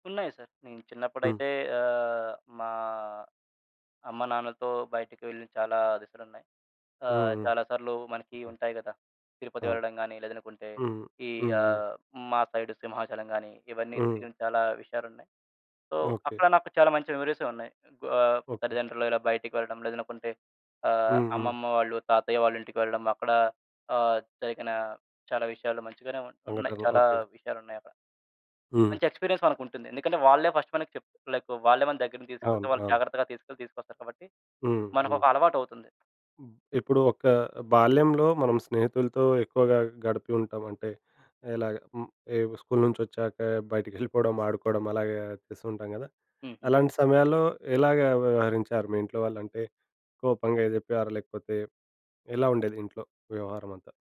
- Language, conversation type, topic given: Telugu, podcast, తల్లిదండ్రులతో అభిప్రాయ భేదం వచ్చినప్పుడు వారితో ఎలా మాట్లాడితే మంచిది?
- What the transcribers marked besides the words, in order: other background noise; in English: "సైడ్"; in English: "సో"; in English: "ఎక్స్‌పీరియన్స్"; in English: "ఫస్ట్"; in English: "లైక్"